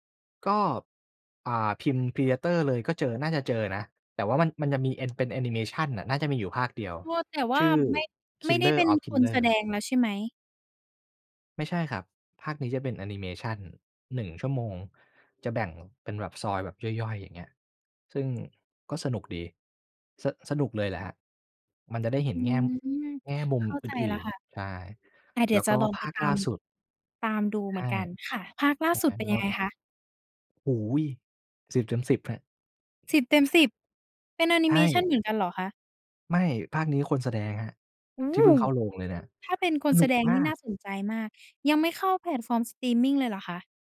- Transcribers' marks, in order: tapping; other background noise
- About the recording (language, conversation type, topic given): Thai, podcast, คุณมองการนำภาพยนตร์เก่ามาสร้างใหม่ในปัจจุบันอย่างไร?
- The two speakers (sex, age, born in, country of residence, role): female, 20-24, Thailand, Thailand, host; male, 25-29, Thailand, Thailand, guest